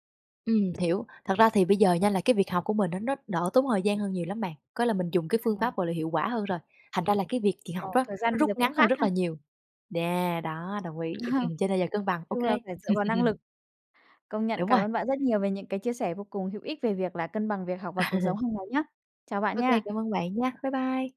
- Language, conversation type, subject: Vietnamese, podcast, Làm sao bạn cân bằng việc học và cuộc sống hằng ngày?
- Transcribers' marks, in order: other background noise; tapping; chuckle; laugh; chuckle